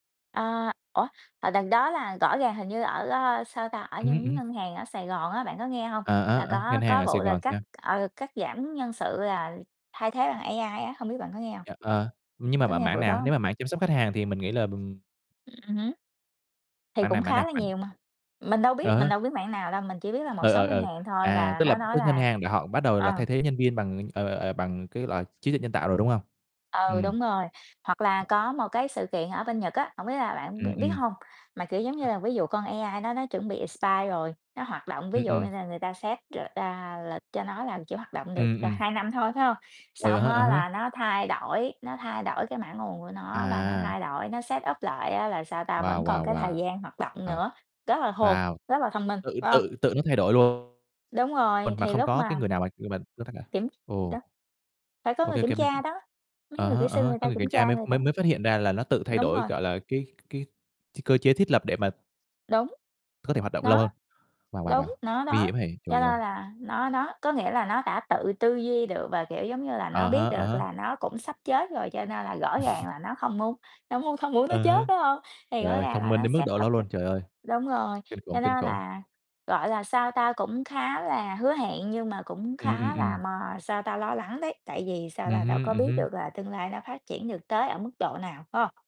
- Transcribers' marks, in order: other background noise; static; tapping; in English: "expire"; in English: "set up"; distorted speech; background speech; chuckle; laughing while speaking: "không muốn nó chết"; in English: "set up"
- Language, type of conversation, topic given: Vietnamese, unstructured, Những phát minh khoa học nào bạn nghĩ đã thay đổi thế giới?